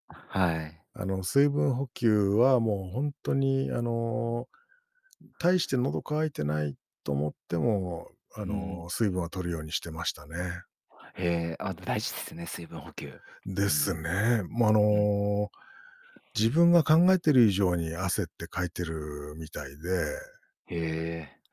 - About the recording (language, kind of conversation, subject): Japanese, podcast, 最近の気候変化をどう感じてる？
- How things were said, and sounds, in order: other background noise